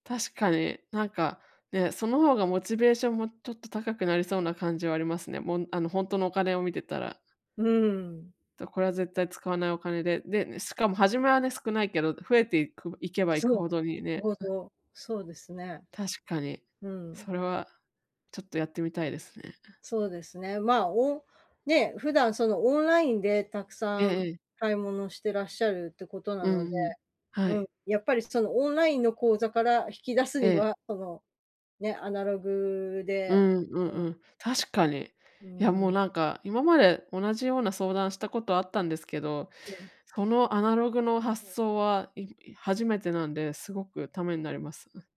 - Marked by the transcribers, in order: other noise
- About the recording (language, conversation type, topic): Japanese, advice, 貯金が減ってきたとき、生活をどう維持すればよいですか？